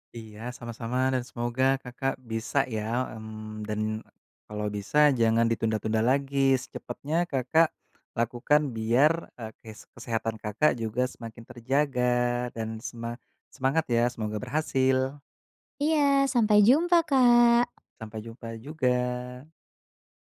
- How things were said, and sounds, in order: tapping
- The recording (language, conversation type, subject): Indonesian, advice, Bagaimana cara berhenti atau mengurangi konsumsi kafein atau alkohol yang mengganggu pola tidur saya meski saya kesulitan?